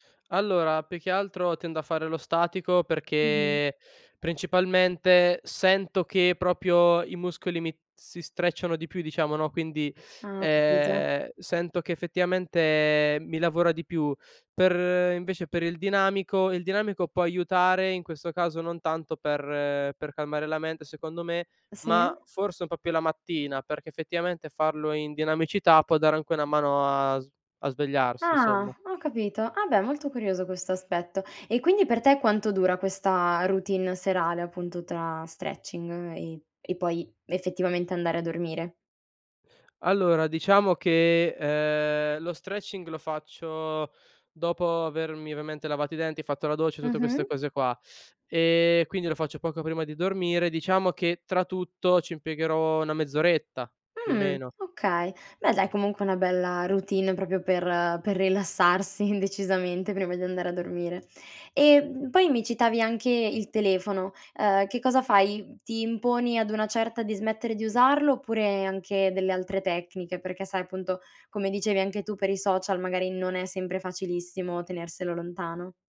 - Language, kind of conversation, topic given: Italian, podcast, Cosa fai per calmare la mente prima di dormire?
- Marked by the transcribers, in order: "più" said as "pè"; "proprio" said as "propio"; "anche" said as "anque"; "insomma" said as "nsomma"; "ovviamente" said as "oviamente"; "proprio" said as "propio"